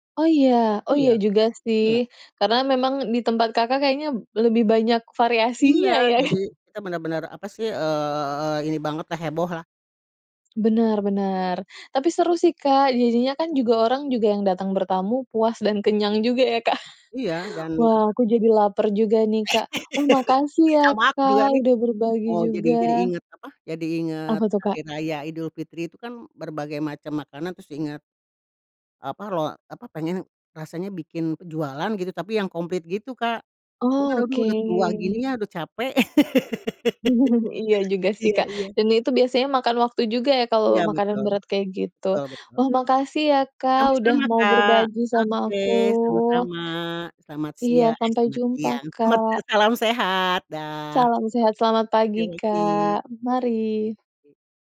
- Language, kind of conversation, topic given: Indonesian, podcast, Ceritakan hidangan apa yang selalu ada di perayaan keluargamu?
- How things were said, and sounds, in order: tapping; laugh; chuckle; laugh